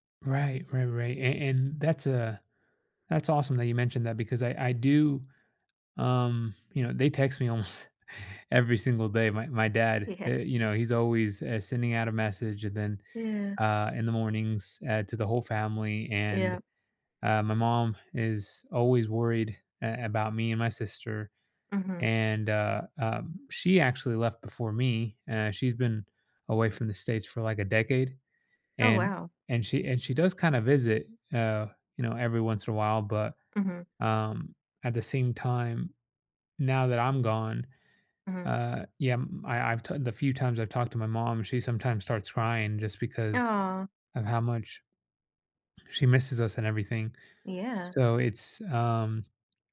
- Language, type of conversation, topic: English, advice, How can I cope with guilt about not visiting my aging parents as often as I'd like?
- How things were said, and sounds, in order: other background noise; tapping; chuckle